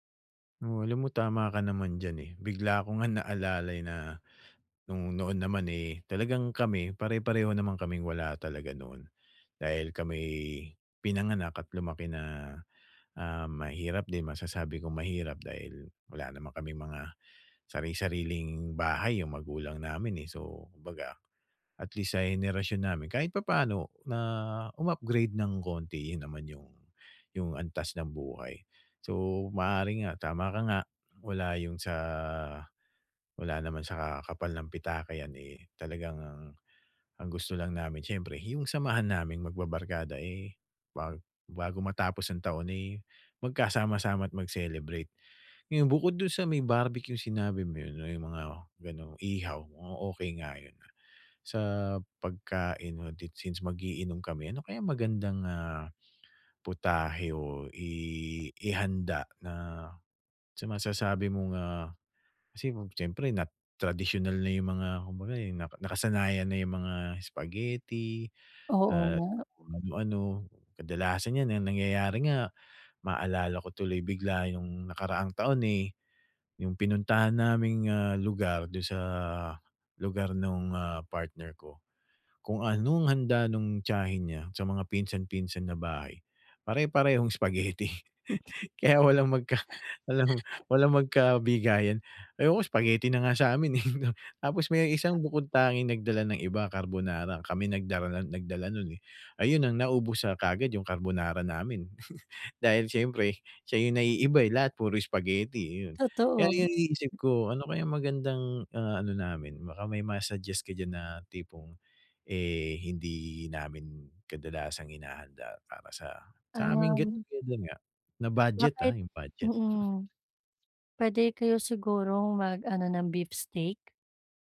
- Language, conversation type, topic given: Filipino, advice, Paano tayo makakapagkasaya nang hindi gumagastos nang malaki kahit limitado ang badyet?
- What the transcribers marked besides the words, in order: "naalala" said as "naalalay"; tapping; chuckle; laughing while speaking: "Kaya walang mag ka walang walang magkabigayan"; laughing while speaking: "eh"; chuckle; chuckle